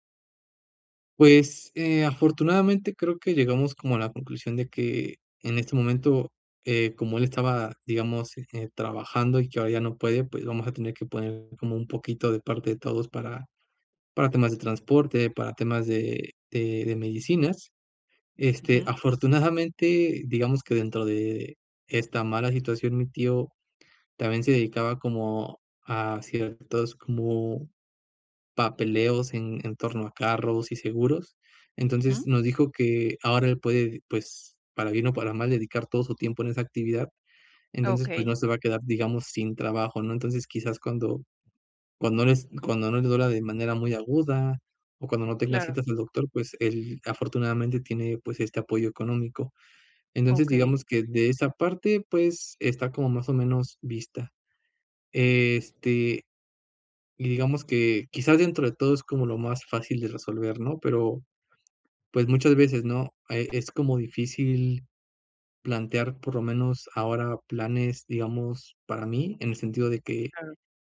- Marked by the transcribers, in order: chuckle
- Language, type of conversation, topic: Spanish, advice, ¿Cómo puedo organizarme para cuidar de un familiar mayor o enfermo de forma repentina?